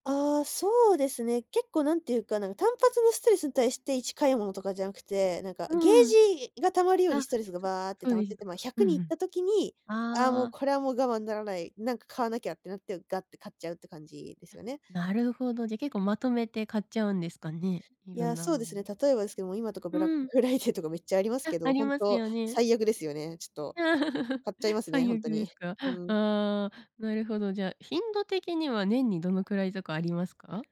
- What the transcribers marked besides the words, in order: tapping; laugh
- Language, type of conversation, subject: Japanese, advice, 貯金よりも買い物でストレスを発散してしまうのをやめるにはどうすればいいですか？